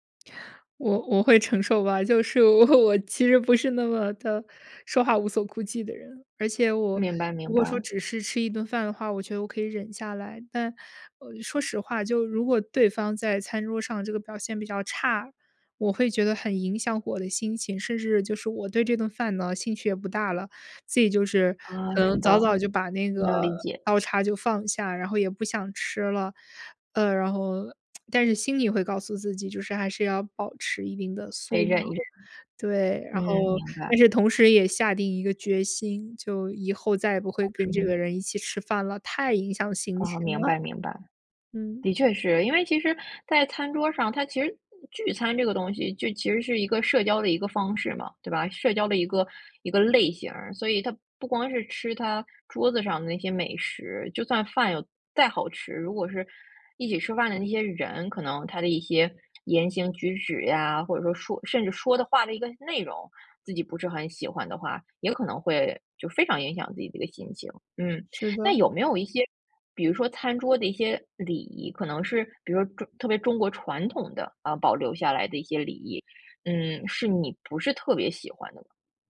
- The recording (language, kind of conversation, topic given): Chinese, podcast, 你怎么看待大家一起做饭、一起吃饭时那种聚在一起的感觉？
- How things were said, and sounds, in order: other background noise; laughing while speaking: "我"; lip smack